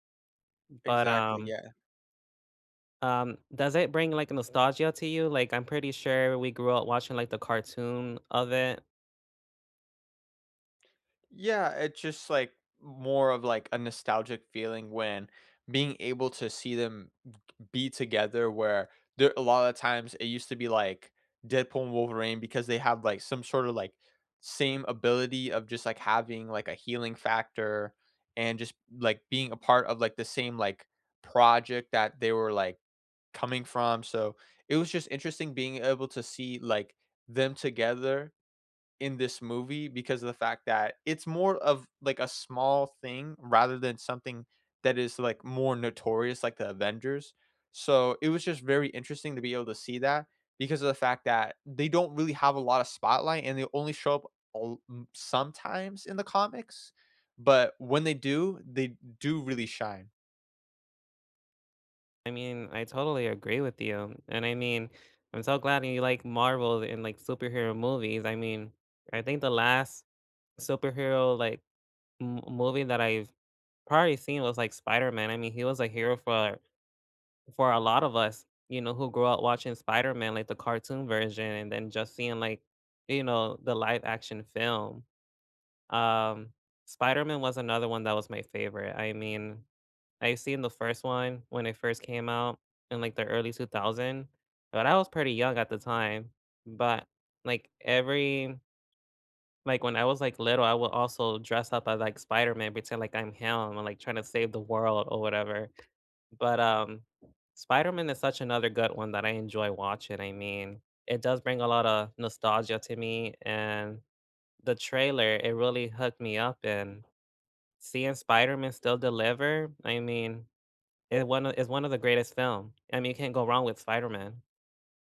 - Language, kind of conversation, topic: English, unstructured, Which movie trailers hooked you instantly, and did the movies live up to the hype for you?
- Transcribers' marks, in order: other background noise; tapping